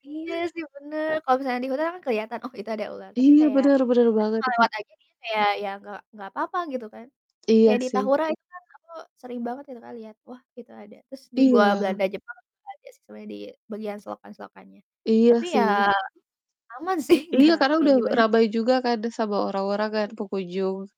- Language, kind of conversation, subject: Indonesian, unstructured, Apa tempat alam favoritmu untuk bersantai, dan mengapa?
- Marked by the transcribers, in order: distorted speech; laughing while speaking: "sih"; other background noise